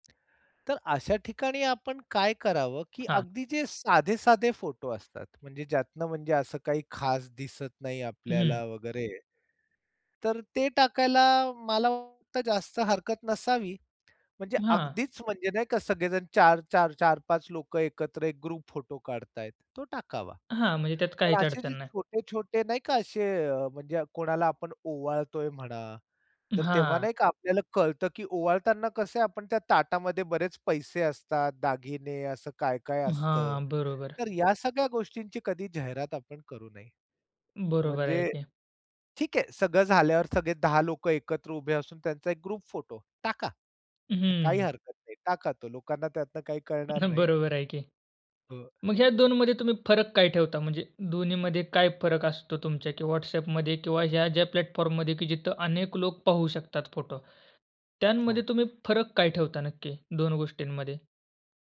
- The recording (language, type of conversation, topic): Marathi, podcast, कुटुंबातील फोटो शेअर करताना तुम्ही कोणते धोरण पाळता?
- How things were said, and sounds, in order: other background noise; in English: "ग्रुप"; tapping; in English: "ग्रुप"; chuckle; in English: "प्लॅटफॉर्ममध्ये"